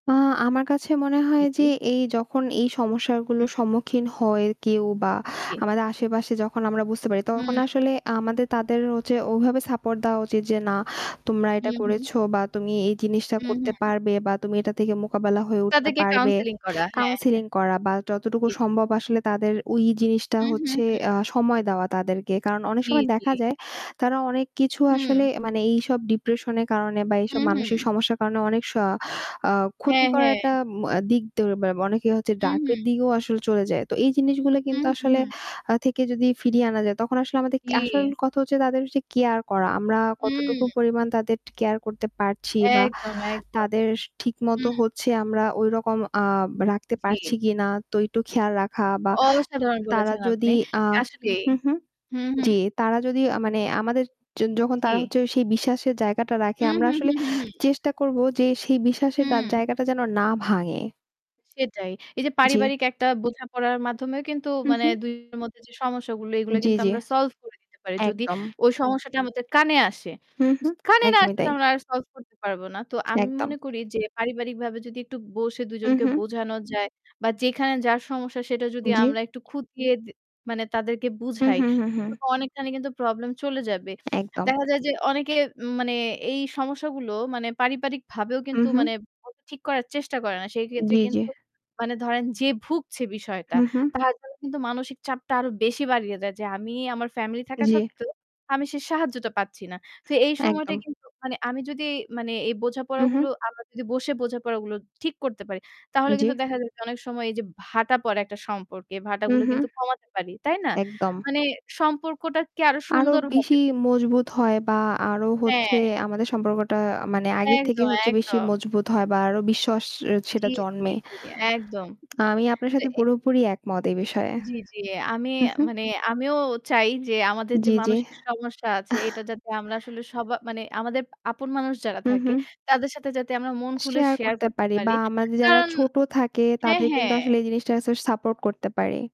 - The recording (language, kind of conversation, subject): Bengali, unstructured, অনেক মানুষ কেন তাদের মানসিক সমস্যার কথা গোপন রাখে?
- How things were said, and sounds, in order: static; distorted speech; tapping; "drug" said as "ডার্গ"; other background noise; unintelligible speech; "বিশ্বাস" said as "বিশ্বস"; chuckle